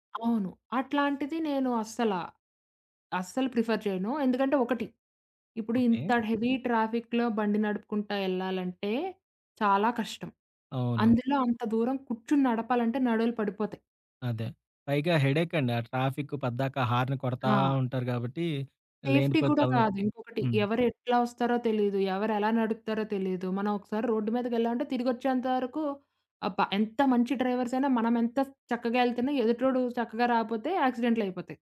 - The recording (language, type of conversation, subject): Telugu, podcast, పర్యావరణ రక్షణలో సాధారణ వ్యక్తి ఏమేం చేయాలి?
- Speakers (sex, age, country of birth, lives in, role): female, 20-24, India, India, guest; male, 30-34, India, India, host
- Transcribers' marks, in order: in English: "ప్రిఫర్"; in English: "హెవీ ట్రాఫిక్‌లో"; in English: "హెడ్డేక్"; in English: "ట్రాఫిక్"; in English: "హారన్"; in English: "సేఫ్టీ"; in English: "డ్రైవర్స్"; other background noise